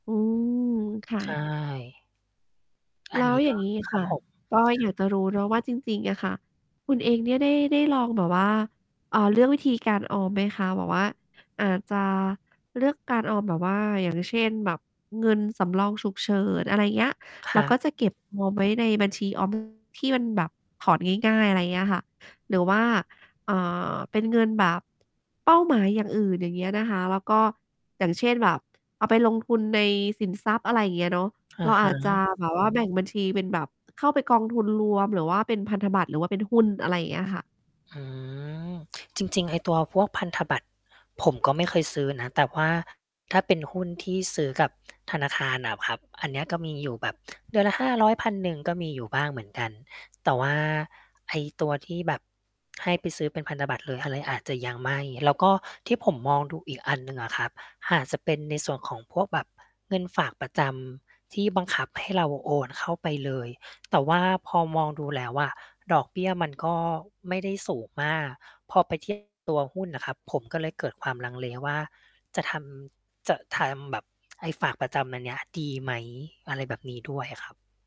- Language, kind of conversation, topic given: Thai, advice, คุณเริ่มวางแผนออมเงินครั้งแรกอย่างไร?
- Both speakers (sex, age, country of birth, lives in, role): female, 35-39, Thailand, Thailand, advisor; other, 35-39, Thailand, Thailand, user
- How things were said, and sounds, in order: static; lip smack; other noise; mechanical hum; other background noise; tapping; distorted speech